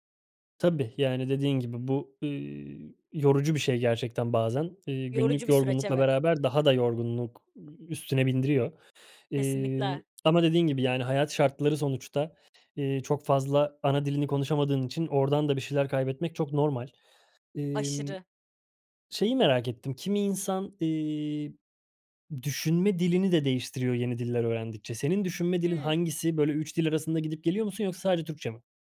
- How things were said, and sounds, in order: other background noise; tapping
- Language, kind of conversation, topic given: Turkish, podcast, İki dil arasında geçiş yapmak günlük hayatını nasıl değiştiriyor?